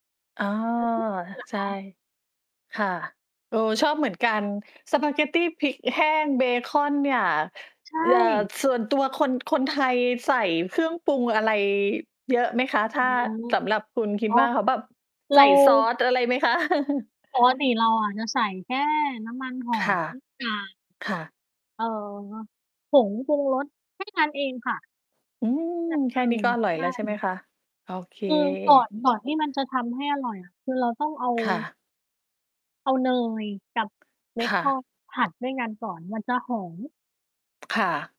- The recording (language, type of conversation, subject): Thai, unstructured, คุณมีเคล็ดลับอะไรในการทำอาหารให้อร่อยขึ้นบ้างไหม?
- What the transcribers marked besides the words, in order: distorted speech; "เอ่อ" said as "เหล่อ"; chuckle